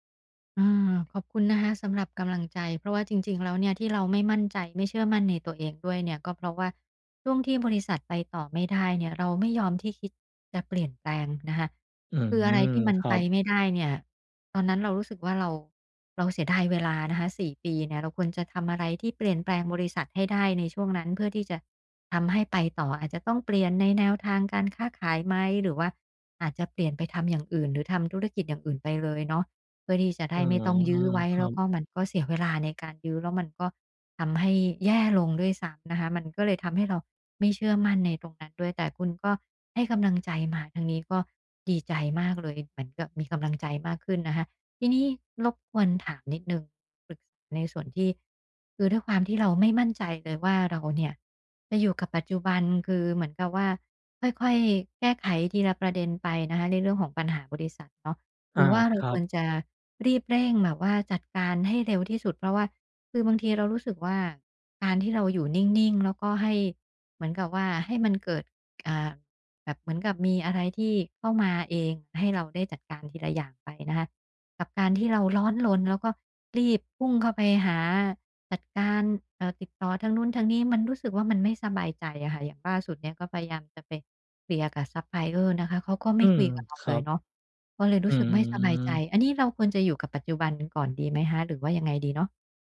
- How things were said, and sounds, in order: other background noise; tapping
- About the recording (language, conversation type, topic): Thai, advice, ฉันจะยอมรับการเปลี่ยนแปลงในชีวิตอย่างมั่นใจได้อย่างไร?